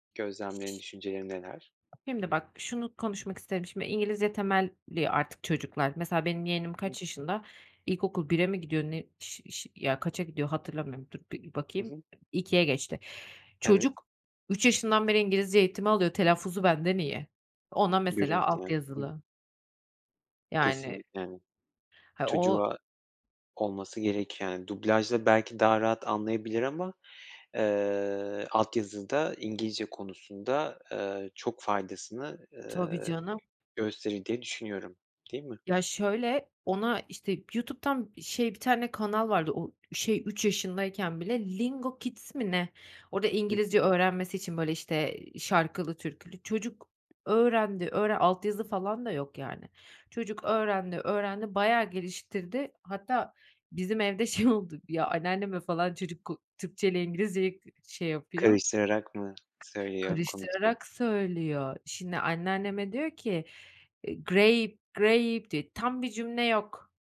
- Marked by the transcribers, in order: other background noise; tapping; in English: "great, grape"
- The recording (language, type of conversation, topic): Turkish, podcast, Dublaj mı, altyazı mı sence daha iyi ve neden?